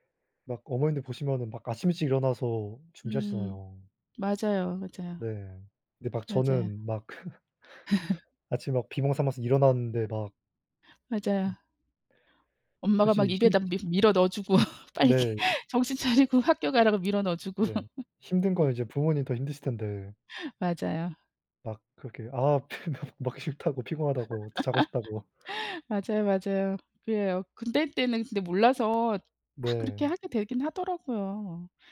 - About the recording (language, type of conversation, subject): Korean, unstructured, 집에서 요리해 먹는 것과 외식하는 것 중 어느 쪽이 더 좋으신가요?
- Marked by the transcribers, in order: laugh; tapping; laugh; laughing while speaking: "빨리 정신 차리고"; laughing while speaking: "주고"; laugh; laughing while speaking: "피면"; laugh